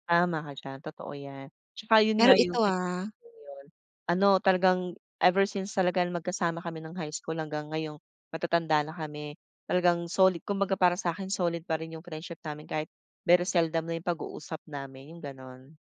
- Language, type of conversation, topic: Filipino, podcast, Ano ang hinahanap mo sa isang tunay na kaibigan?
- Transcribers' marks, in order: other background noise; in English: "very seldom"